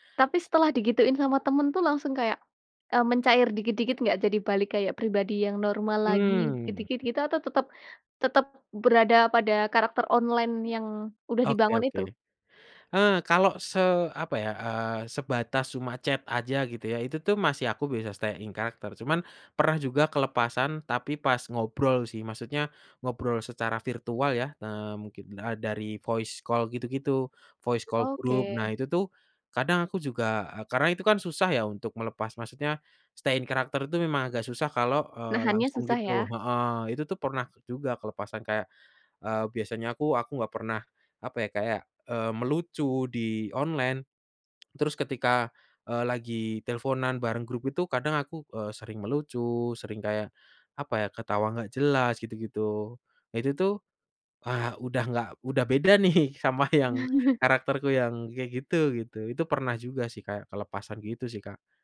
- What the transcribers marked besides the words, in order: other background noise; in English: "chat"; in English: "stay in character"; in English: "voice call"; in English: "voice call group"; in English: "stay in character"; laughing while speaking: "nih sama yang"; chuckle
- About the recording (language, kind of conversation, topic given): Indonesian, podcast, Pernah nggak kamu merasa seperti bukan dirimu sendiri di dunia online?